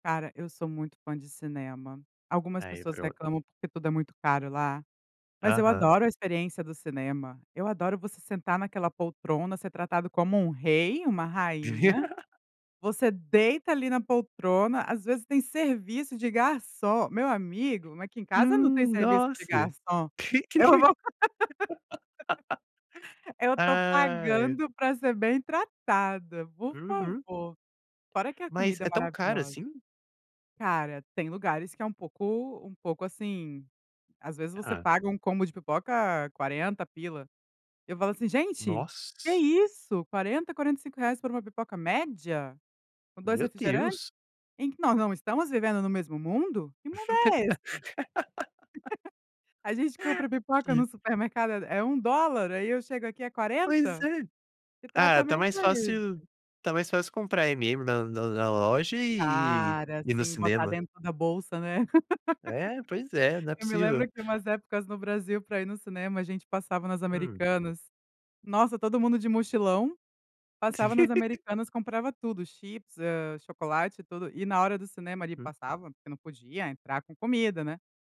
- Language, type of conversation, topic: Portuguese, podcast, Por que as trilhas sonoras são tão importantes em um filme?
- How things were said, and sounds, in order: laugh; laugh; laugh; laugh; tapping; chuckle; other background noise; laugh